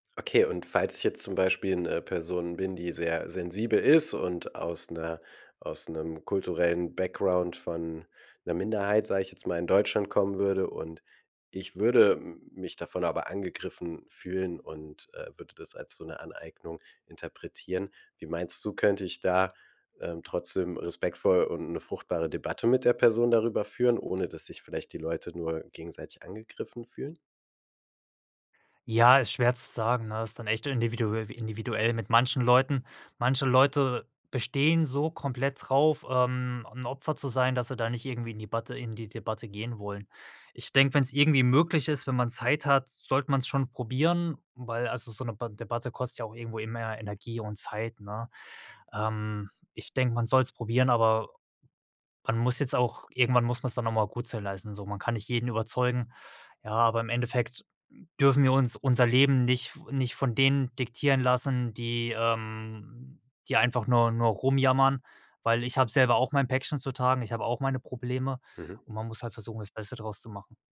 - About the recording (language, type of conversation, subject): German, podcast, Wie gehst du mit kultureller Aneignung um?
- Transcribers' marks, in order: other background noise; drawn out: "ähm"